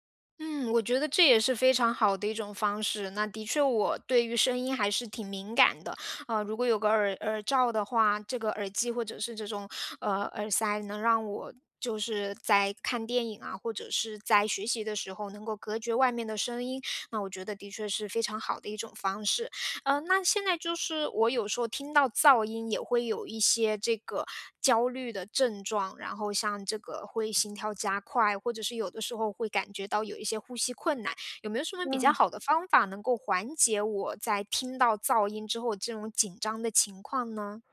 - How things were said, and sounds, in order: other background noise; tapping
- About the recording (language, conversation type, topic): Chinese, advice, 我怎么才能在家更容易放松并享受娱乐？